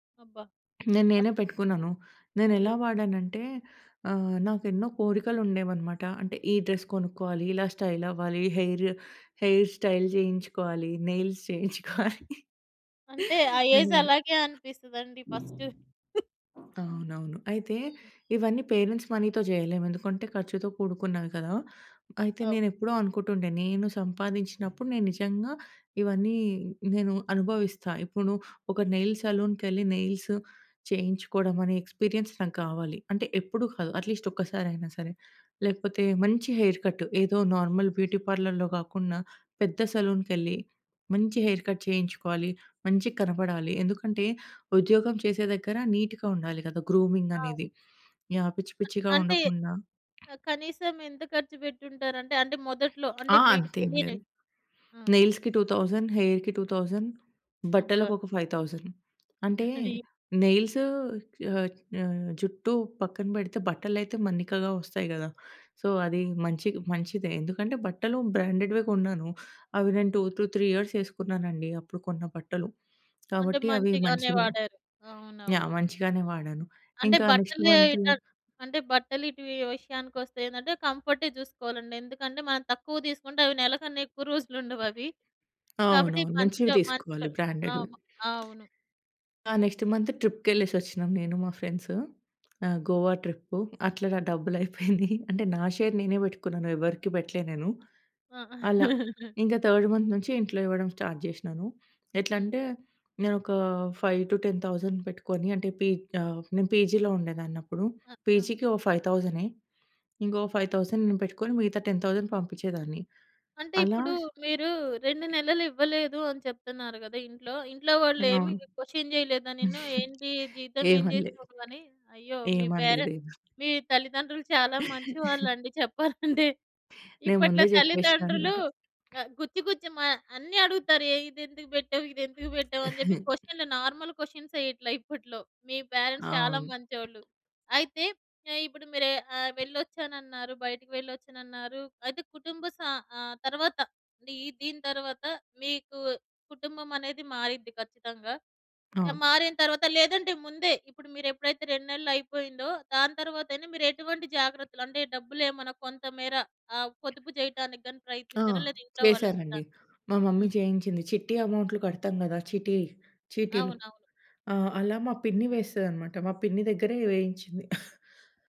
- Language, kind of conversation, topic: Telugu, podcast, ఆర్థిక వ్యవహారాల్లో మార్పు తీసుకురావాలని మీరు ఎలా ప్రణాళిక చేసుకున్నారు?
- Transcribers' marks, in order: other background noise; in English: "డ్రెస్"; in English: "స్టైల్"; in English: "హెయిర్, హెయిర్ స్టైల్"; in English: "నెయిల్స్"; laughing while speaking: "జేయించుకోవాలి"; in English: "ఏజ్"; in English: "ఫస్ట్"; in English: "పేరెంట్స్ మనీతో"; chuckle; tapping; in English: "నెయిల్స్"; in English: "ఎక్స్‌పీరియన్స్"; in English: "అట్లీస్ట్"; in English: "హెయిర్ కట్"; in English: "నార్మల్ బ్యూటీ పార్లర్‌లో"; in English: "హెయిర్ కట్"; in English: "నీట్‌గా"; in English: "గ్రూమింగ్"; in English: "నెయిల్స్‌కి టు థౌసండ్ హెయిర్‌కి టూ థౌసండ్"; in English: "నెయిల్స్"; chuckle; in English: "సో"; in English: "టూ టూ త్రీ ఇయర్స్"; in English: "బ్రాండ్‌డ్‌వి"; in English: "నెక్స్ట్ మంత్"; chuckle; in English: "షేర్"; in English: "థర్డ్ మంత్"; chuckle; in English: "స్టార్ట్"; in English: "పీజీలో"; in English: "పీజీకి"; in English: "ఫైవ్ థౌసండ్"; in English: "క్వశ్చన్"; chuckle; in English: "పేరెంట్స్"; chuckle; chuckle; in English: "నార్మల్ క్వశ్చన్స్"; in English: "పేరెంట్స్"; in English: "మమ్మీ"; cough